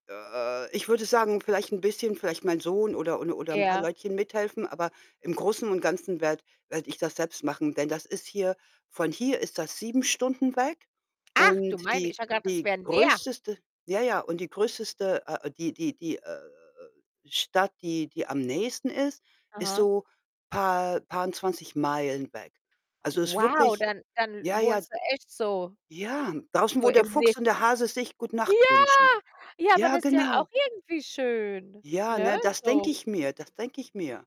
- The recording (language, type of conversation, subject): German, unstructured, Kann man zu ehrgeizig sein, und warum oder warum nicht?
- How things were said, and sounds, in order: other background noise; "größte" said as "größteste"; "größte" said as "größteste"; stressed: "Ja!"